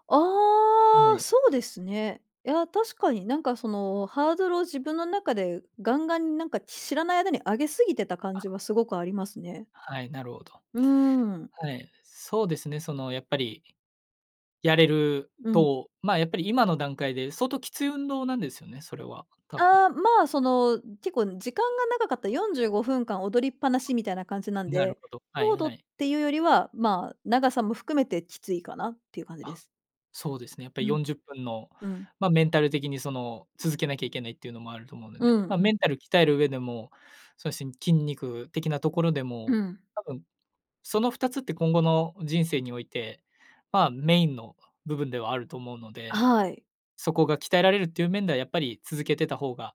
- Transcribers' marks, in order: unintelligible speech
- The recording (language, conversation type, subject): Japanese, advice, 長いブランクのあとで運動を再開するのが怖かったり不安だったりするのはなぜですか？